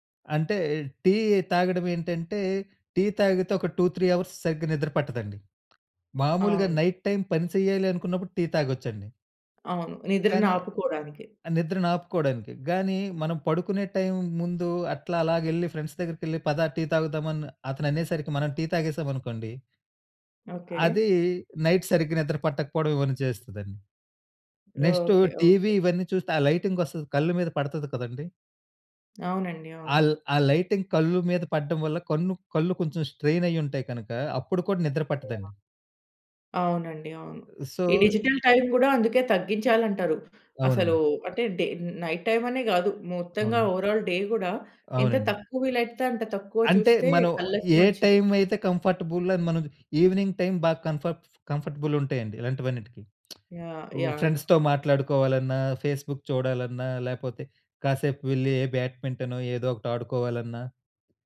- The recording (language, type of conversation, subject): Telugu, podcast, ఒత్తిడిని మీరు ఎలా ఎదుర్కొంటారు?
- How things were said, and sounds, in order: in English: "టూ త్రీ అవర్స్"; in English: "నైట్ టైమ్"; in English: "ఫ్రెండ్స్"; in English: "నైట్"; in English: "నెక్స్ట్"; in English: "లైటింగ్"; in English: "లైటింగ్"; in English: "స్ట్రైన్"; unintelligible speech; in English: "సో"; in English: "డిజిటల్ టైమ్"; in English: "డే నైట్ టైమ్"; in English: "ఓవరాల్ డే"; in English: "కంఫర్టబుల్"; in English: "ఈవినింగ్ టైమ్"; in English: "కంఫర్ట్ కంఫర్టబుల్"; tsk; in English: "ఫ్రెండ్స్‌తో"; in English: "ఫేస్‌బుక్"